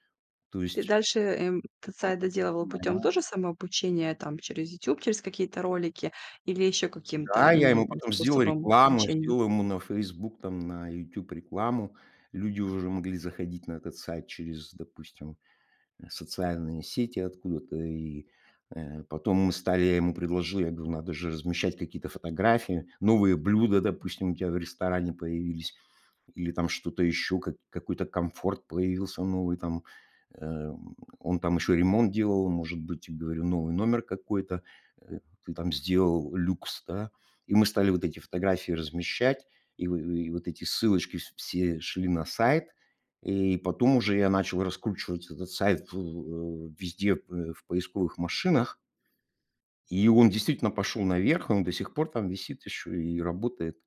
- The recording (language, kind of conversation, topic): Russian, podcast, Что помогает тебе сохранять интерес к новым знаниям?
- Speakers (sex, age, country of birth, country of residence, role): female, 40-44, Armenia, Spain, host; male, 60-64, Russia, Germany, guest
- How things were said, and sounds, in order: other background noise